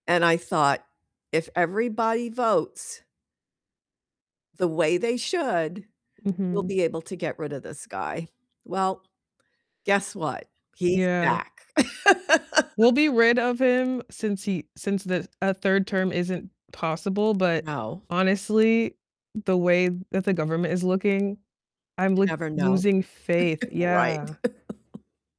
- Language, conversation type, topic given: English, unstructured, How should we address concerns about the future of voting rights?
- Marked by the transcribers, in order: distorted speech; static; laugh; other background noise; chuckle